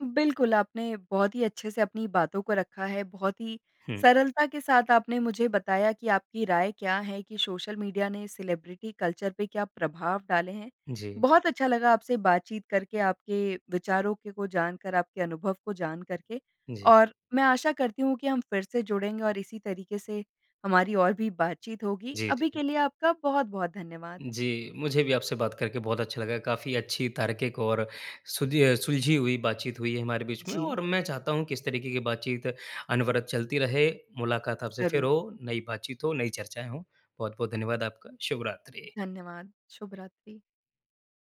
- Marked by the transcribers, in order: in English: "सेलिब्रिटी कल्चर"
- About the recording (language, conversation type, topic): Hindi, podcast, सोशल मीडिया ने सेलिब्रिटी संस्कृति को कैसे बदला है, आपके विचार क्या हैं?